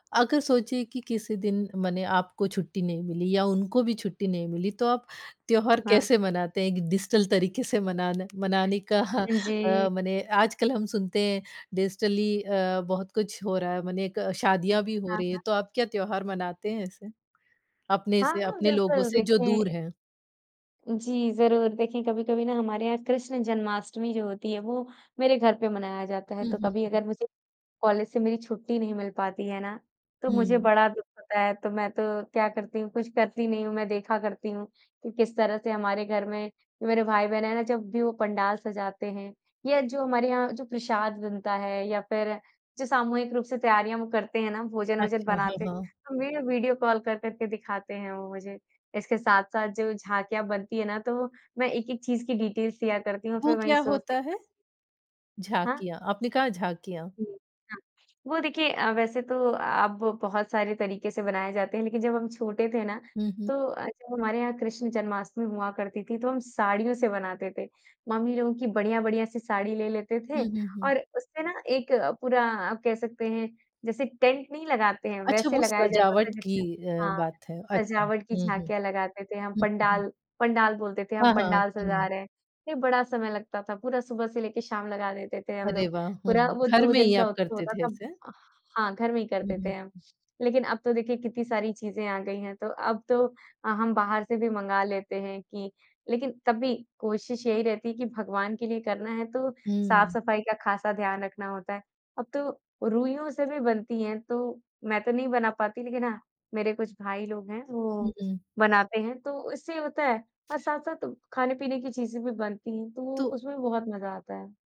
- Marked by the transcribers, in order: other background noise; in English: "डिजिटल"; tapping; laughing while speaking: "का"; in English: "डिजिटली"; in English: "डिटेल्स"; unintelligible speech; in English: "टेंट"
- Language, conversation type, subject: Hindi, podcast, त्योहारों ने लोगों को करीब लाने में कैसे मदद की है?